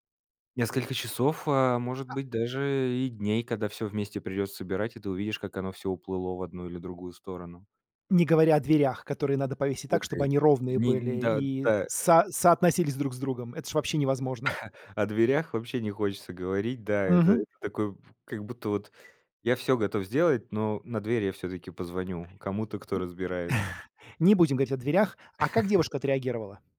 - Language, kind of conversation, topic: Russian, podcast, Какое у тебя любимое творческое хобби?
- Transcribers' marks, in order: tapping; chuckle; chuckle; laugh